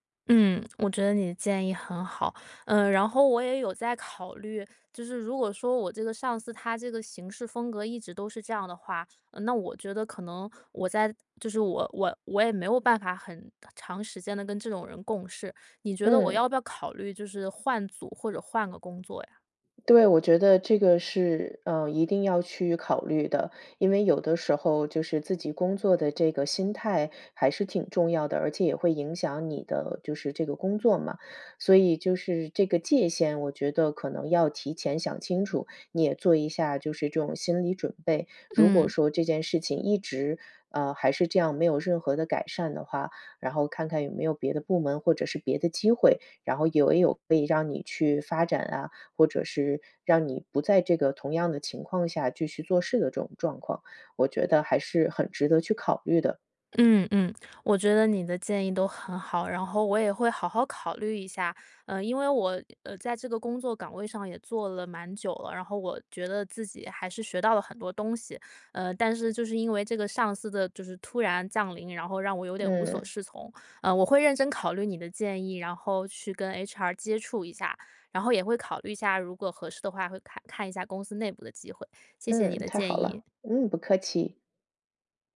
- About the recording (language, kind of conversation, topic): Chinese, advice, 如何在觉得同事抢了你的功劳时，理性地与对方当面对质并澄清事实？
- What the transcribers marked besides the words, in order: other background noise; "没" said as "哎"